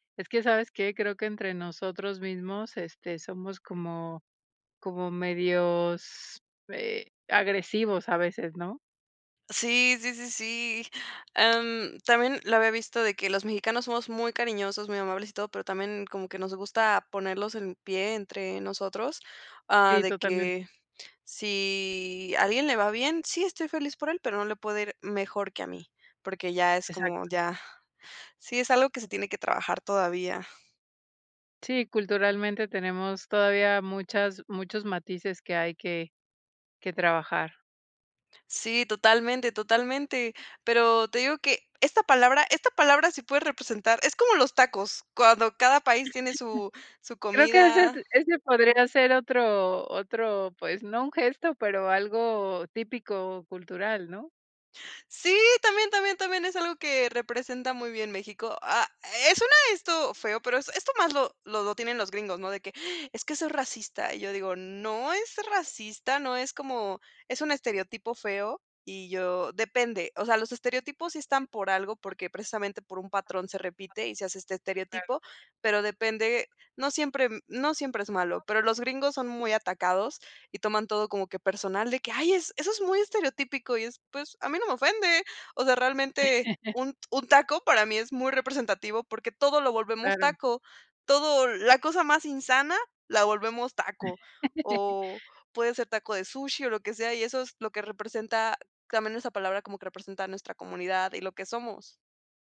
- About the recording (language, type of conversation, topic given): Spanish, podcast, ¿Qué gestos son típicos en tu cultura y qué expresan?
- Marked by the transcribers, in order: laugh; exhale; laugh; laugh